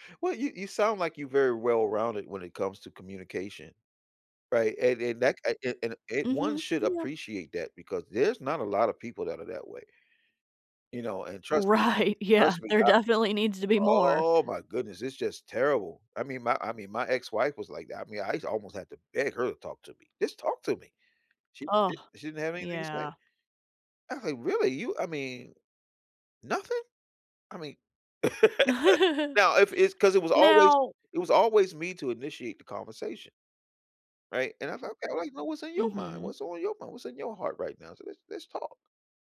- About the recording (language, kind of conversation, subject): English, unstructured, How can I keep a long-distance relationship feeling close without constant check-ins?
- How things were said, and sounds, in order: tapping; laughing while speaking: "Right. Yeah. There definitely needs to be more"; drawn out: "oh"; laugh; chuckle